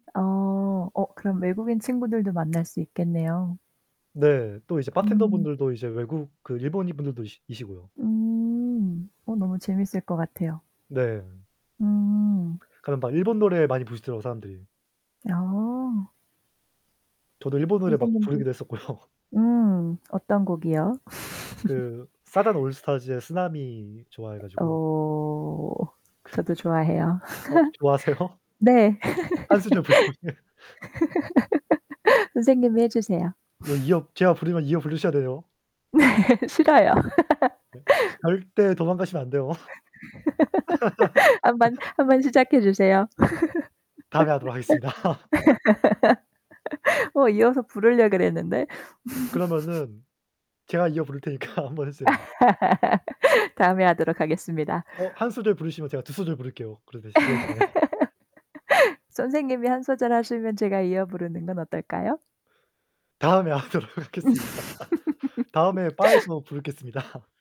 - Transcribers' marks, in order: static; laughing while speaking: "했었고요"; laugh; chuckle; laughing while speaking: "좋아하세요?"; laugh; laughing while speaking: "불러보세요"; laugh; other background noise; laughing while speaking: "네, 싫어요. 한번, 한번 시작해 주세요"; laugh; laugh; laugh; laughing while speaking: "하겠습니다"; laugh; laugh; laughing while speaking: "테니까"; laugh; laugh; tapping; laughing while speaking: "하도록 하겠습니다"; laugh; laughing while speaking: "부르겠습니다"
- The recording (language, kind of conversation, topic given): Korean, unstructured, 취미 활동을 하면서 새로운 친구를 사귄 경험이 있으신가요?